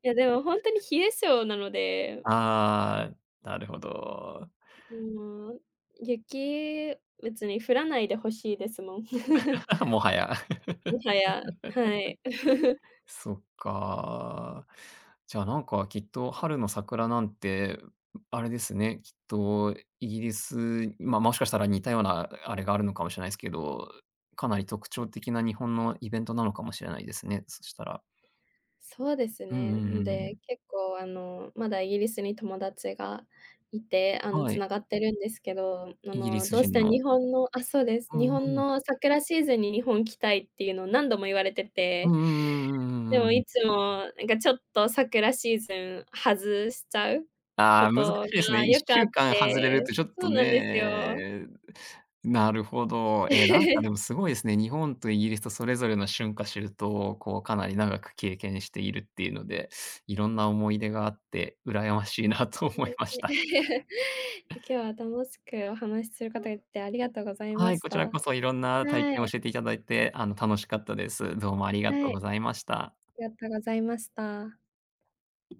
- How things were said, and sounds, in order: laugh; chuckle; laugh; chuckle; laugh; laughing while speaking: "羨ましいなと思いました"; laugh; tapping
- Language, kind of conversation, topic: Japanese, podcast, 季節ごとに楽しみにしていることは何ですか？